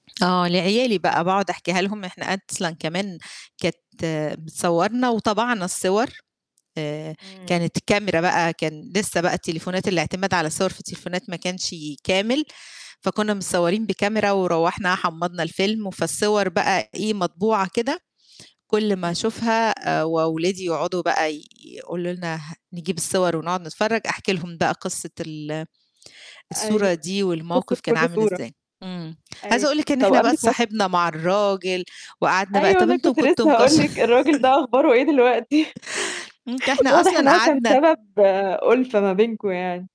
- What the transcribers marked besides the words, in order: "أصلًا" said as "أدصلًا"; distorted speech; laughing while speaking: "أيوه أنا كنت لسه هاقول لِك"; laughing while speaking: "مكش"; laugh; chuckle; tapping
- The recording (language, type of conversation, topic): Arabic, podcast, إيه أكتر موقف ضحّكك مع شخص غريب وإنت مسافر؟